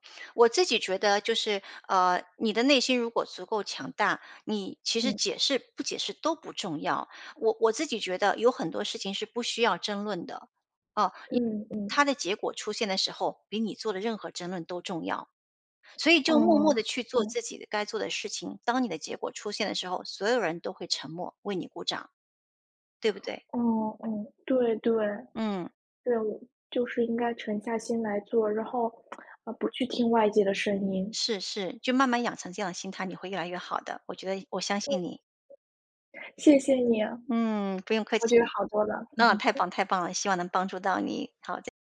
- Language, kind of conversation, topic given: Chinese, advice, 被批评后，你的创作自信是怎样受挫的？
- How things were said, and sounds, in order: other background noise; tapping; tsk; chuckle